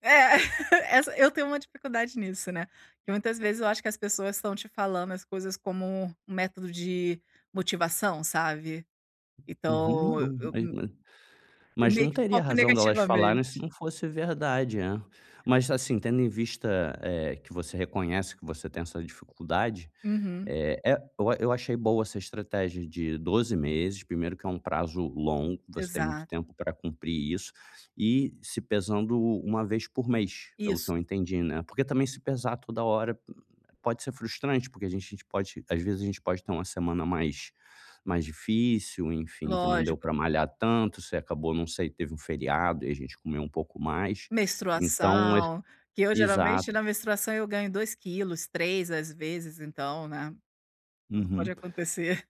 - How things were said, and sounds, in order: chuckle; tapping; other background noise
- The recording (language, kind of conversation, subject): Portuguese, advice, Como posso acompanhar melhor meu progresso e ajustar minhas estratégias?